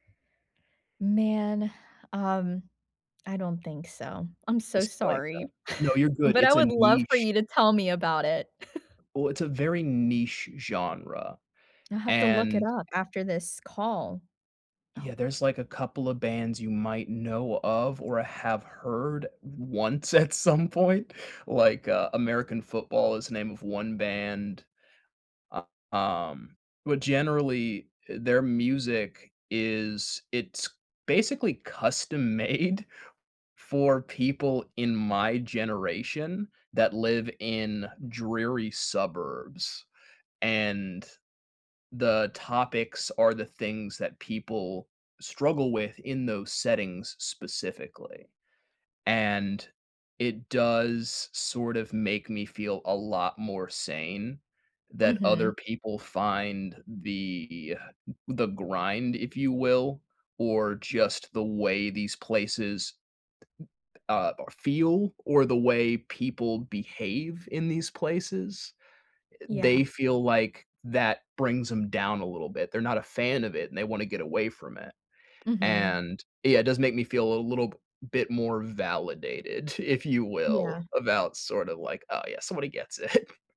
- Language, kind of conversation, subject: English, unstructured, Should I share my sad story in media to feel less alone?
- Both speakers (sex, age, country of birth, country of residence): female, 20-24, United States, United States; male, 30-34, United States, United States
- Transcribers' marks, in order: chuckle; laugh; tapping; laughing while speaking: "once at some point"; laughing while speaking: "made"; scoff; laughing while speaking: "it"